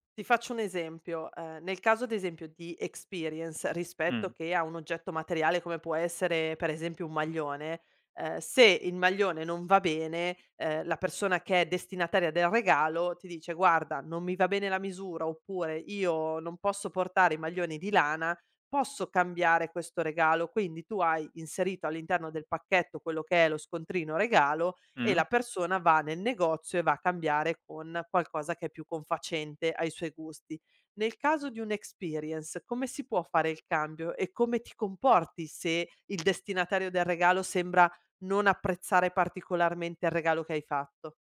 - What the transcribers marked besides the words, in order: in English: "experience"; in English: "experience"
- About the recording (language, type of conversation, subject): Italian, podcast, Preferisci le esperienze o gli oggetti materiali, e perché?